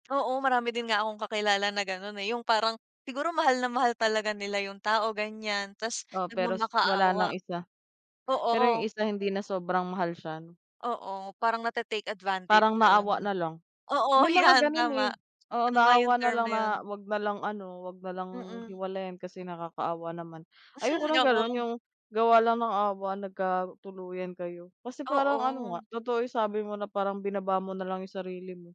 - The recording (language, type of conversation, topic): Filipino, unstructured, Ano ang palagay mo tungkol sa pagbibigay ng pangalawang pagkakataon?
- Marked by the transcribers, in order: laughing while speaking: "yan"; laugh